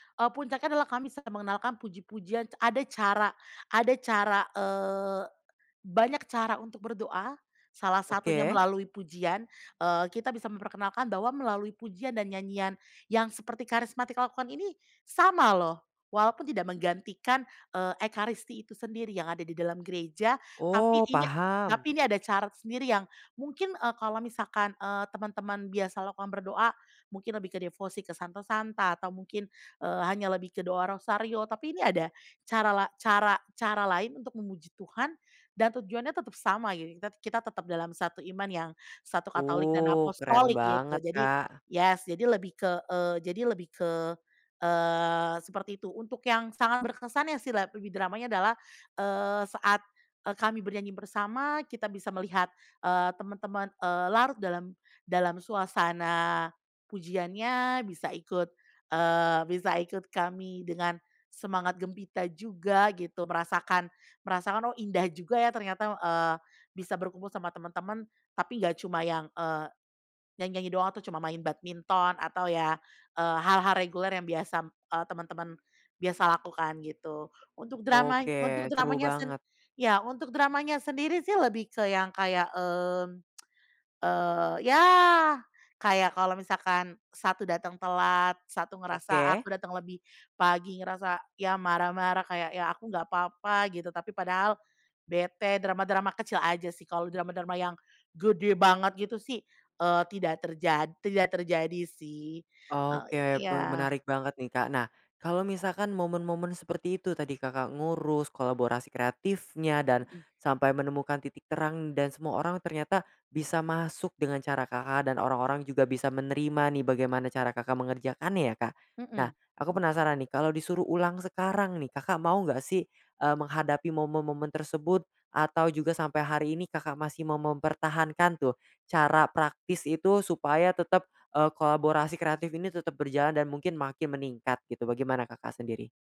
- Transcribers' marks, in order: tapping; tsk
- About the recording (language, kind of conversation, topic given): Indonesian, podcast, Ceritakan pengalaman kolaborasi kreatif yang paling berkesan buatmu?